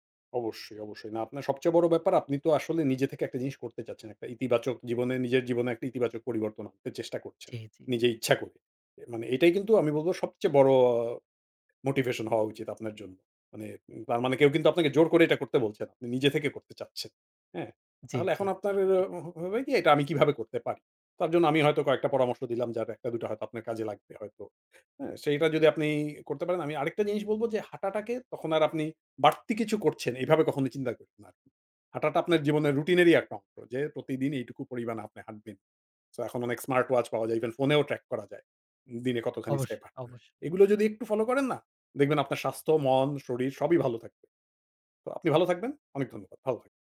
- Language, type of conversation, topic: Bengali, advice, নিয়মিত হাঁটা বা বাইরে সময় কাটানোর কোনো রুটিন কেন নেই?
- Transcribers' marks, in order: in English: "track"